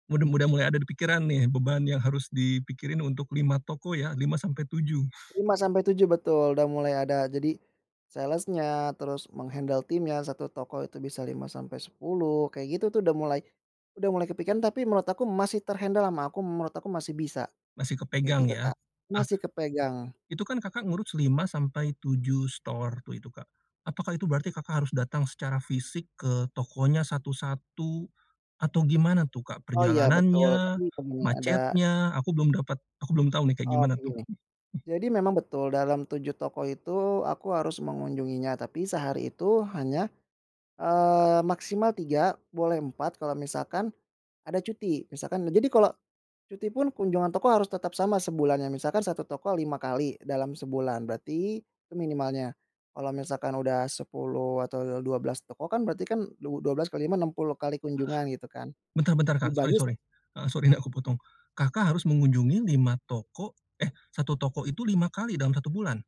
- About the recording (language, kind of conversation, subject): Indonesian, podcast, Menurutmu, apa tanda-tanda awal seseorang mulai mengalami kelelahan kerja di tempat kerja?
- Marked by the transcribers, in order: chuckle; in English: "sales-nya"; in English: "store"; "waktu" said as "watu"; other background noise; laughing while speaking: "nih"